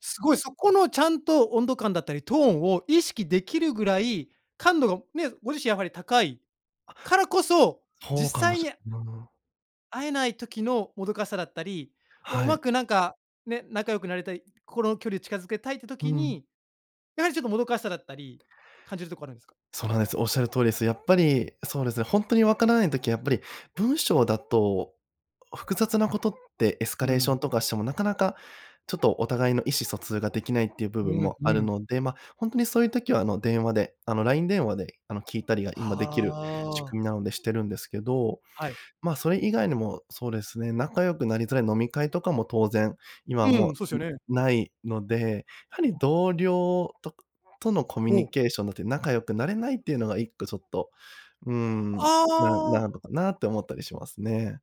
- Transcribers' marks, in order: other background noise
- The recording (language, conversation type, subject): Japanese, podcast, 転職を考えるとき、何が決め手になりますか？